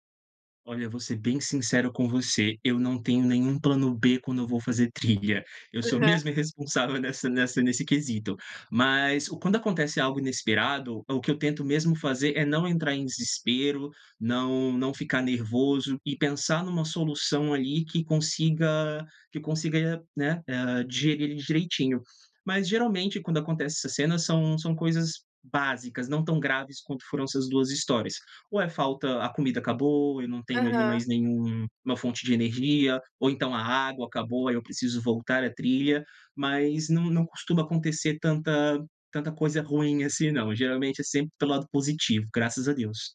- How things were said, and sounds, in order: tapping
- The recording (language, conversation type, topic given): Portuguese, podcast, Já passou por alguma surpresa inesperada durante uma trilha?